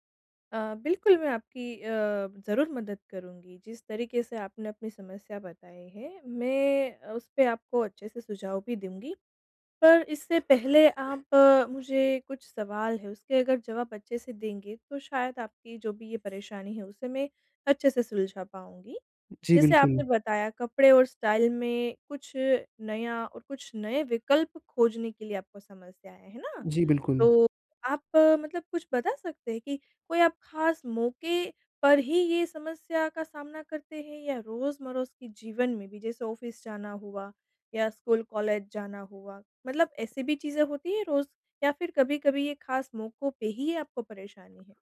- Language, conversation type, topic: Hindi, advice, कपड़े और स्टाइल चुनने में समस्या
- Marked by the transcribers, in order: in English: "स्टाइल"; in English: "ऑफिस"